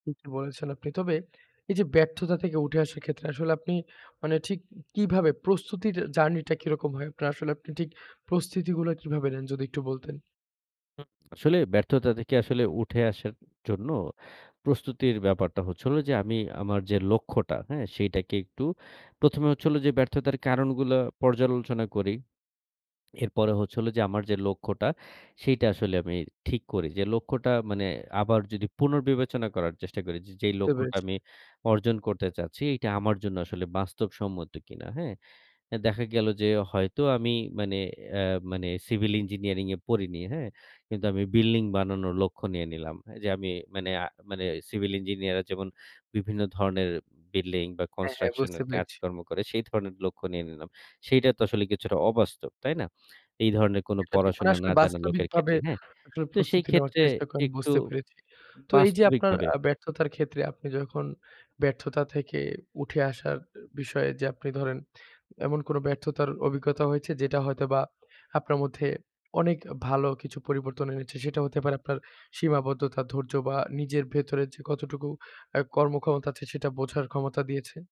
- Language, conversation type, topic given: Bengali, podcast, ব্যর্থতা থেকে ঘুরে দাঁড়ানোর সময়ে আপনি নিজেকে কীভাবে সামলান?
- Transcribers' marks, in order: tapping; other background noise; swallow; lip smack